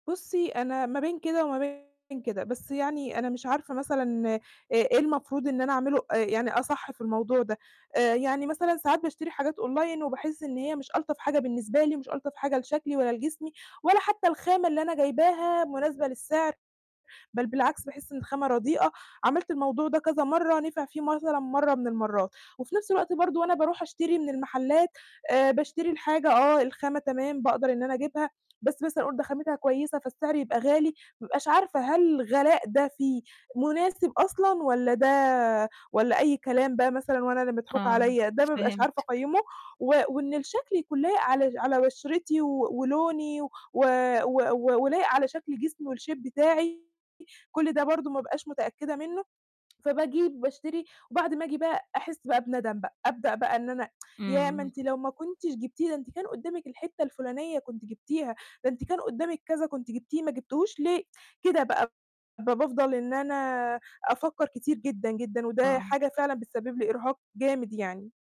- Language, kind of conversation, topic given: Arabic, advice, إزاي أتعلم أتسوق بذكاء عشان أشتري منتجات جودتها كويسة وسعرها مناسب؟
- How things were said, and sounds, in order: distorted speech; in English: "Online"; in English: "والShape"; tsk